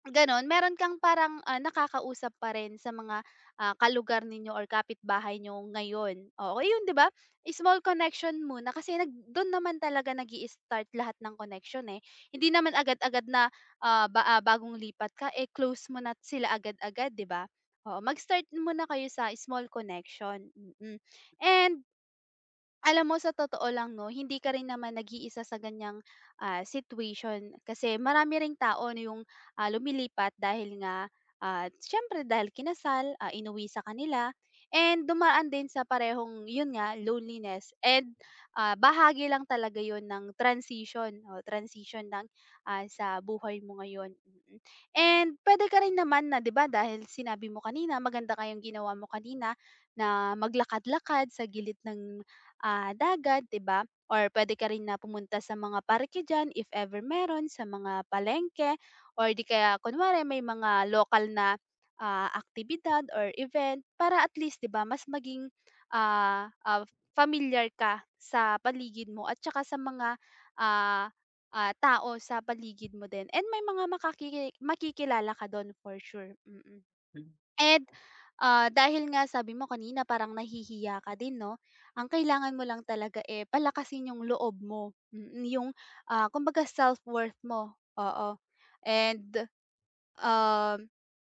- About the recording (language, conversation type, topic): Filipino, advice, Paano ako makakahanap ng mga kaibigan sa bagong lugar?
- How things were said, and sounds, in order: other background noise